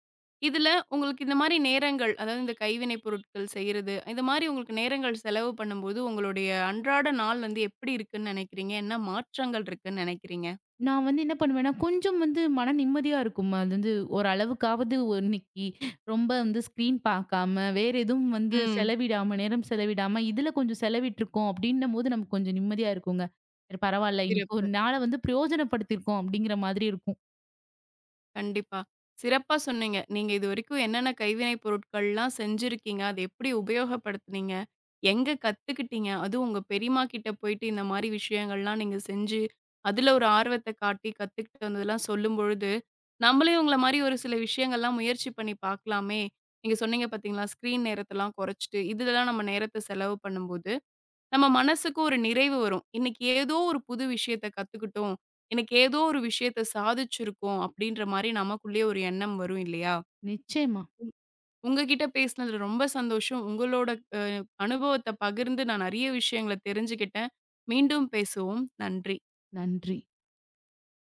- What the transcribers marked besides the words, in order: horn; tapping; inhale; other background noise
- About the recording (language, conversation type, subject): Tamil, podcast, நீ கைவினைப் பொருட்களைச் செய்ய விரும்புவதற்கு உனக்கு என்ன காரணம்?